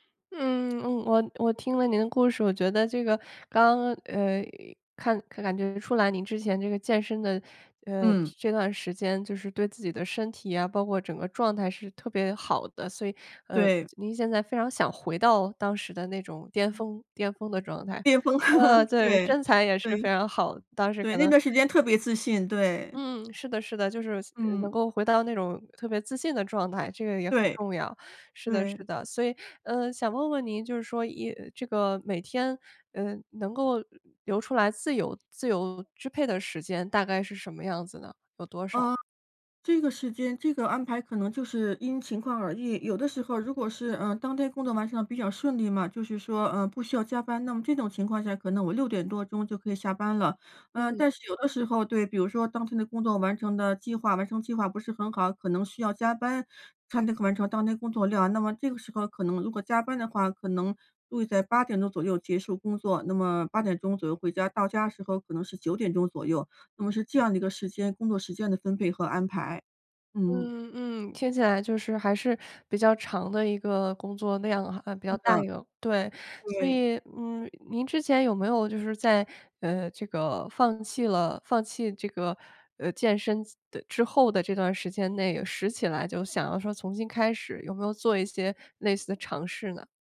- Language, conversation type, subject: Chinese, advice, 在忙碌的生活中，怎样才能坚持新习惯而不半途而废？
- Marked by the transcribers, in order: other background noise; laugh